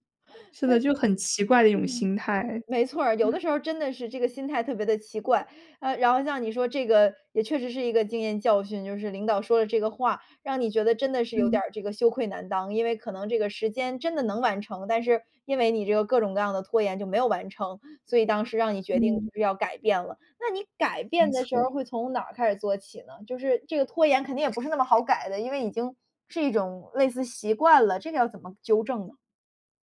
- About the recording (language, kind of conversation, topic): Chinese, podcast, 你是如何克服拖延症的，可以分享一些具体方法吗？
- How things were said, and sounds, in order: chuckle